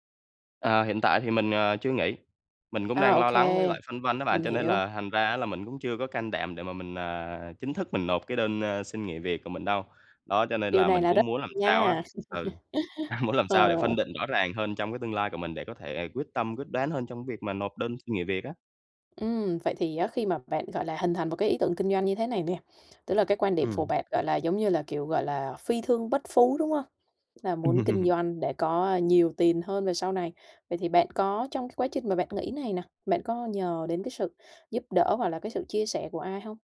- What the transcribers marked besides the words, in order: laughing while speaking: "a"; laugh; other background noise; tapping; laugh
- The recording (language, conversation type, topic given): Vietnamese, advice, Làm sao tôi có thể chuẩn bị tâm lý khi tương lai bất định?